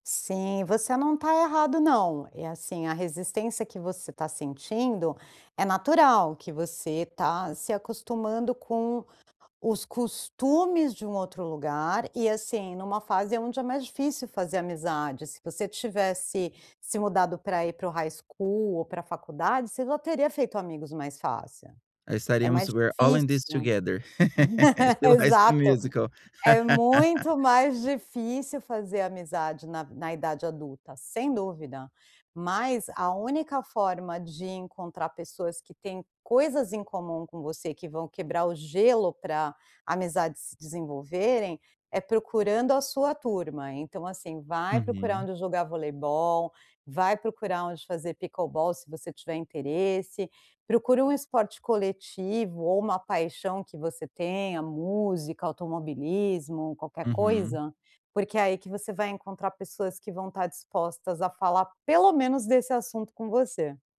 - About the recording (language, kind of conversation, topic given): Portuguese, advice, Como posso equilibrar as minhas tradições pessoais com as normas locais?
- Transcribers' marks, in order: in English: "high school"; in English: "all in this together"; laugh; tapping; laugh; laugh